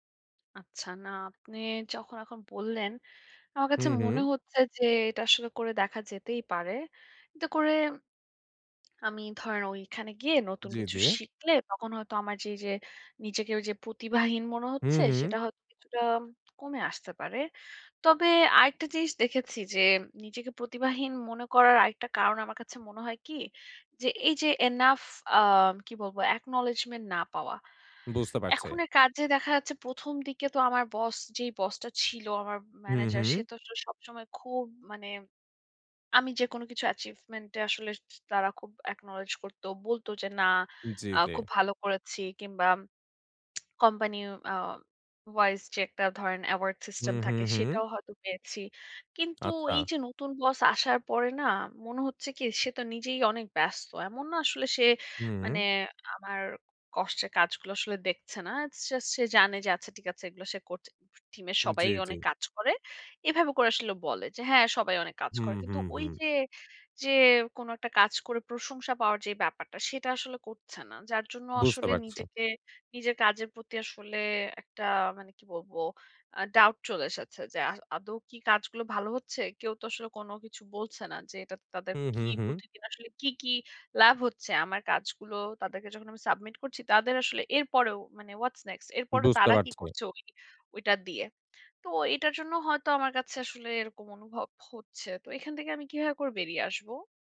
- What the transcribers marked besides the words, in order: other background noise; in English: "অ্যাকনলেজ্‌মেন"; "অ্যাকনলেজ্‌মেন্ট" said as "অ্যাকনলেজ্‌মেন"; in English: "অ্যাচিভমেন্ট"; in English: "অ্যাকনলেজ"; lip smack; in English: "অ্যাওয়ার্ড সিস্টেম"; "জাস্ট" said as "জাছ"; in English: "হোয়াটস নেক্সট?"
- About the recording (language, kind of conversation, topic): Bengali, advice, আমি কেন নিজেকে প্রতিভাহীন মনে করি, আর আমি কী করতে পারি?